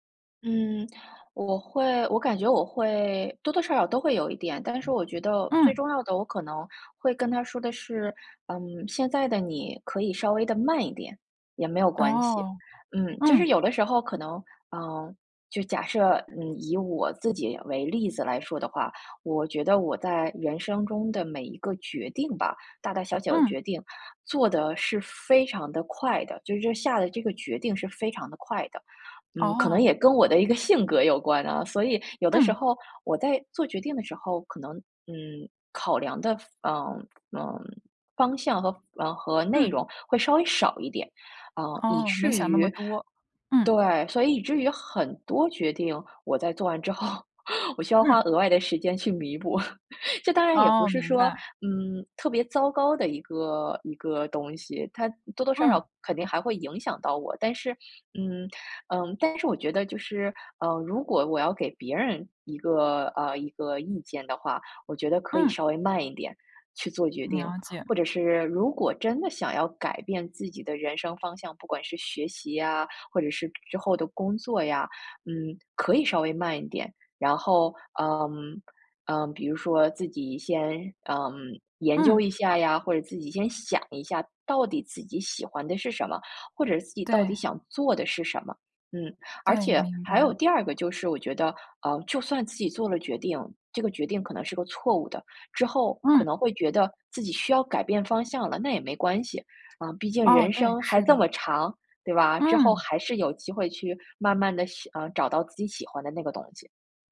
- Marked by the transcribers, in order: other background noise; laughing while speaking: "之后"; chuckle; chuckle
- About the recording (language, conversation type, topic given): Chinese, podcast, 你最想给年轻时的自己什么建议？